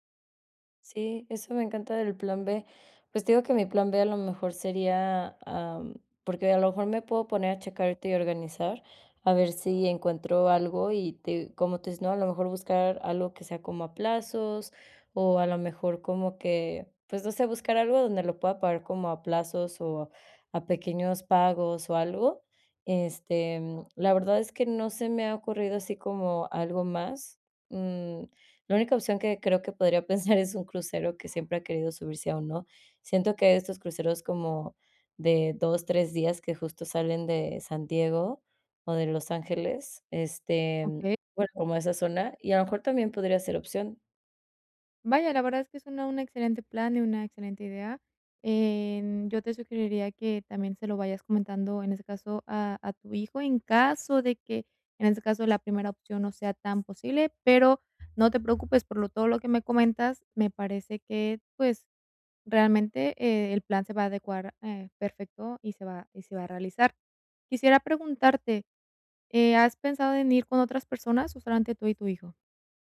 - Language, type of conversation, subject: Spanish, advice, ¿Cómo puedo disfrutar de unas vacaciones con poco dinero y poco tiempo?
- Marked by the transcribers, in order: other background noise